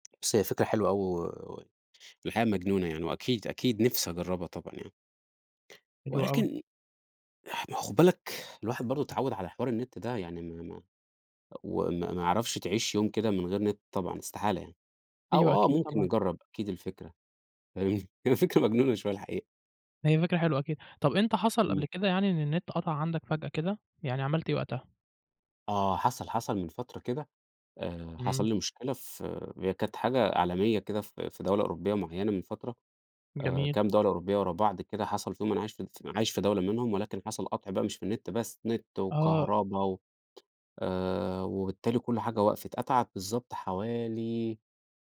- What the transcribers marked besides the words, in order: unintelligible speech; unintelligible speech; laughing while speaking: "هي فكرة مجنونة شوية الحقيقة"; tapping
- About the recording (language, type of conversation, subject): Arabic, podcast, تحب تعيش يوم كامل من غير إنترنت؟ ليه أو ليه لأ؟